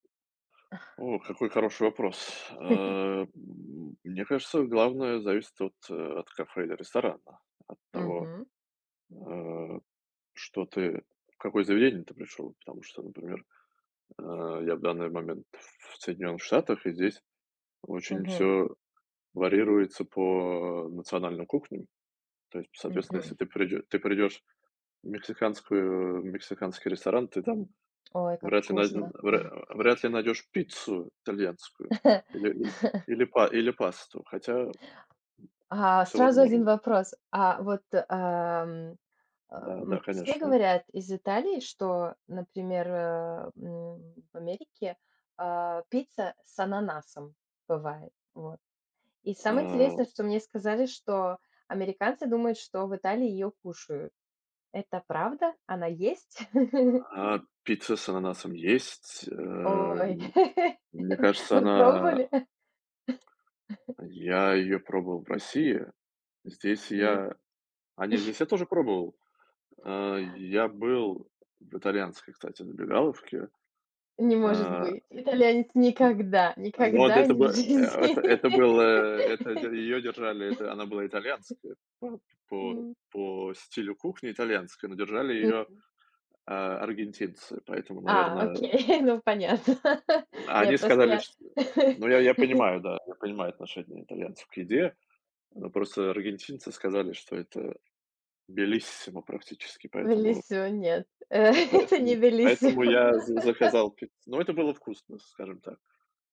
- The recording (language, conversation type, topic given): Russian, unstructured, Что вы обычно выбираете в кафе или ресторане?
- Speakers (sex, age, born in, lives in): female, 35-39, Latvia, Italy; male, 35-39, Russia, United States
- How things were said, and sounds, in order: tapping; laugh; other background noise; laugh; laugh; laugh; laugh; laugh; chuckle; laughing while speaking: "не в жизни!"; laugh; laughing while speaking: "окей"; laughing while speaking: "понятно"; laugh; in Italian: "bellissimo"; laughing while speaking: "Bellissimo"; in Italian: "Bellissimo"; laughing while speaking: "это не bellissimo"; in Italian: "bellissimo"; laugh